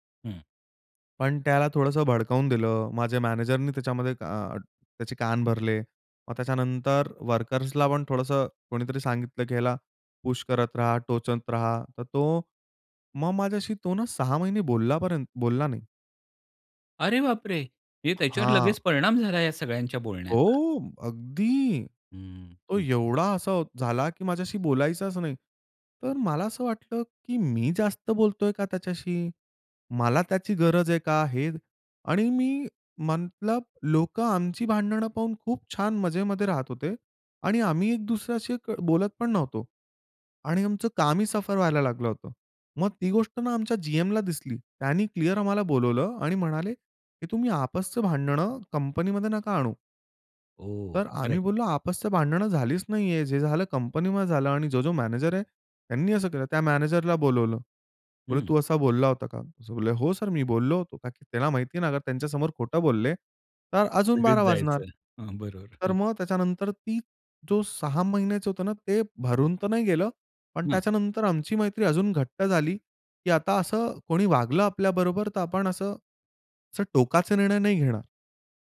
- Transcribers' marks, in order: in English: "वर्कर्सला"; in English: "पुश"; surprised: "अरे बापरे!"; other background noise; drawn out: "हो"; in English: "सफर"; in English: "क्लिअर"
- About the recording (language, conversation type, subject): Marathi, podcast, ऑफिसमध्ये विश्वास निर्माण कसा करावा?